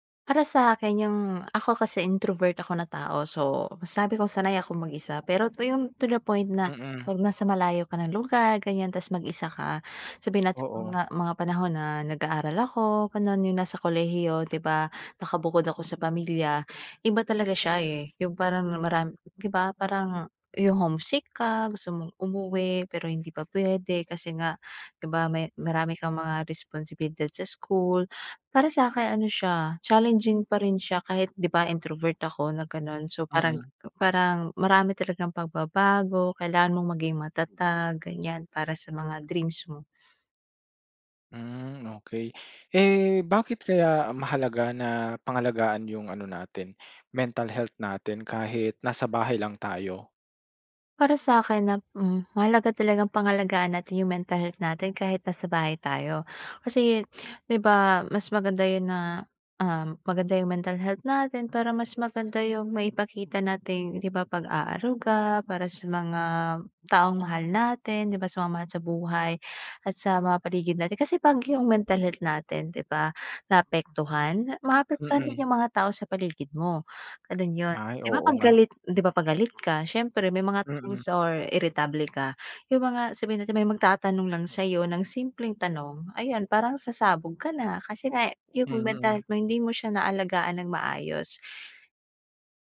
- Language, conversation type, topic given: Filipino, podcast, Paano mo pinapangalagaan ang iyong kalusugang pangkaisipan kapag nasa bahay ka lang?
- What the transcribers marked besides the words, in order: tapping; in English: "to the point"; other background noise; other animal sound; in English: "mental health"; in English: "mental health"; in English: "mental health"; in English: "mental health"; in English: "mental health"